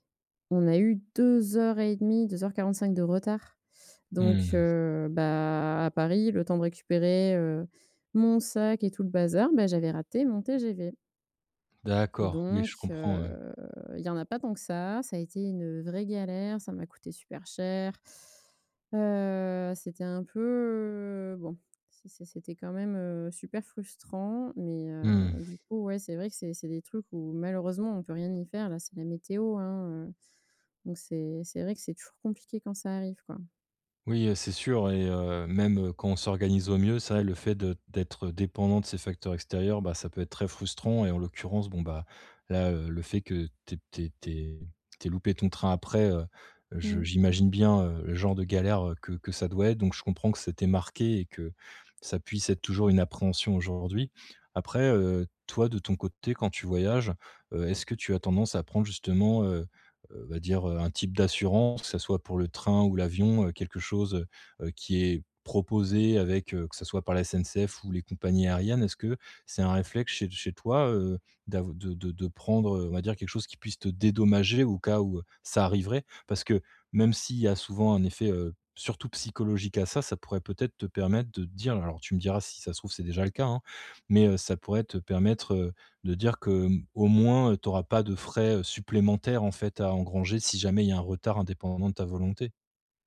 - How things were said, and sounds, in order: stressed: "deux heures"; other background noise; stressed: "mon sac"; drawn out: "heu"; drawn out: "peu"
- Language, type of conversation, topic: French, advice, Comment réduire mon anxiété lorsque je me déplace pour des vacances ou des sorties ?